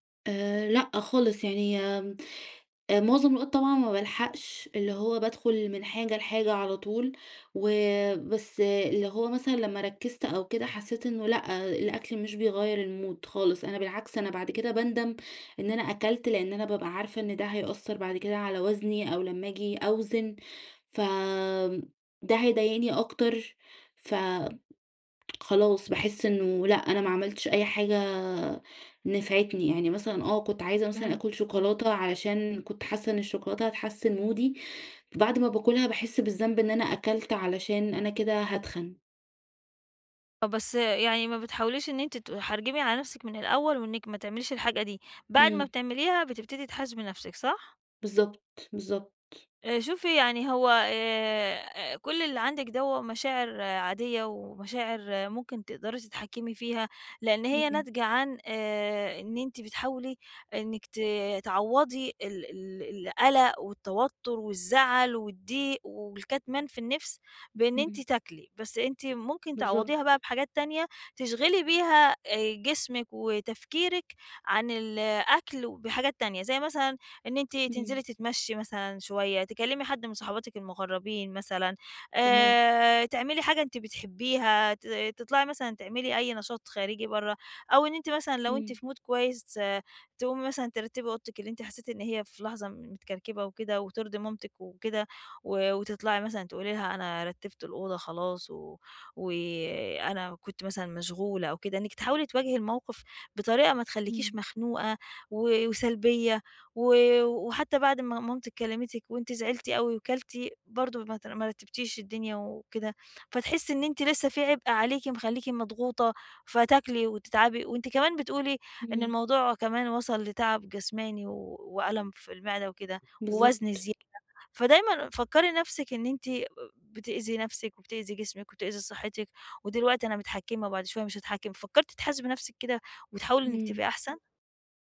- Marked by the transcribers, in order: in English: "الmood"; tapping; in English: "مودي"; in English: "mood"
- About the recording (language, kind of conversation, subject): Arabic, advice, إزاي أفرّق بين الجوع الحقيقي والجوع العاطفي لما تيجيلي رغبة في التسالي؟